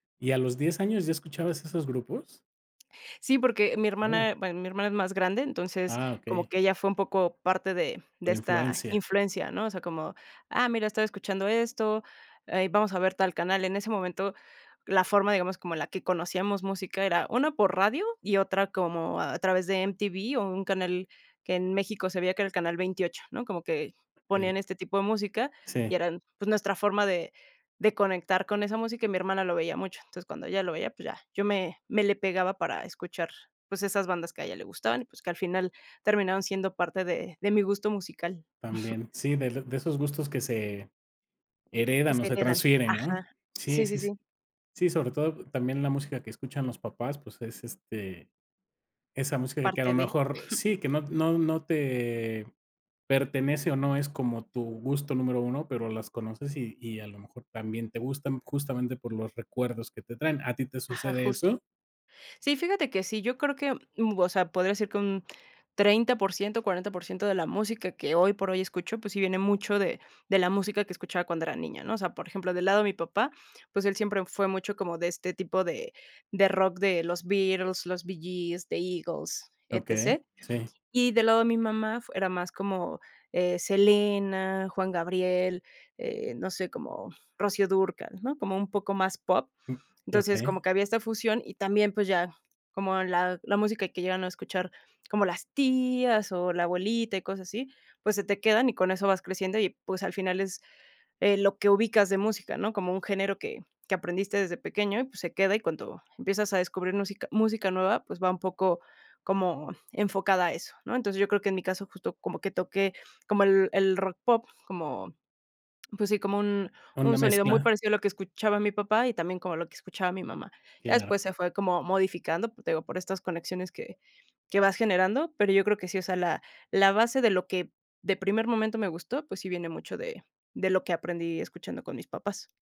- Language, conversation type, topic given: Spanish, podcast, ¿Cómo ha cambiado tu gusto musical con los años?
- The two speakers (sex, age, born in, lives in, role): female, 35-39, Mexico, Mexico, guest; male, 50-54, Mexico, Mexico, host
- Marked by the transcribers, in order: other background noise; unintelligible speech; tapping; chuckle; chuckle; unintelligible speech